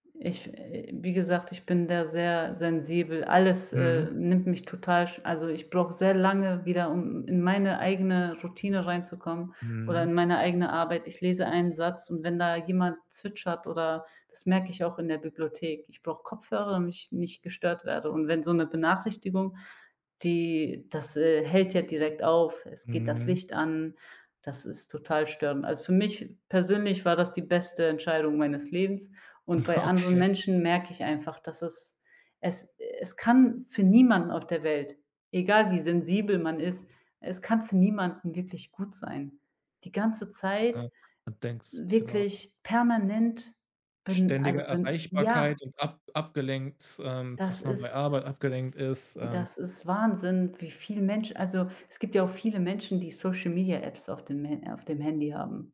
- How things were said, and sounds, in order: laughing while speaking: "Okay"
- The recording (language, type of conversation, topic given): German, podcast, Wie gehst du mit ständigen Push‑Benachrichtigungen um?